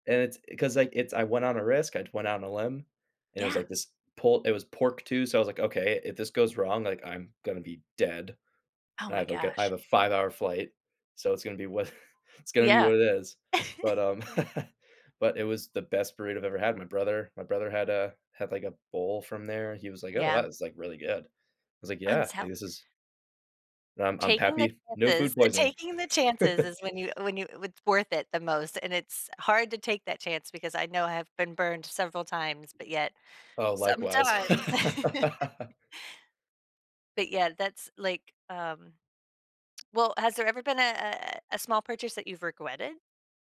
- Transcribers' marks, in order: other background noise; laughing while speaking: "wha"; laugh; chuckle; chuckle; laugh; "regretted" said as "regwetted"
- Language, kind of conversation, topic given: English, unstructured, What’s a small purchase that made you really happy?
- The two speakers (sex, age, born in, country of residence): female, 45-49, United States, United States; male, 20-24, United States, United States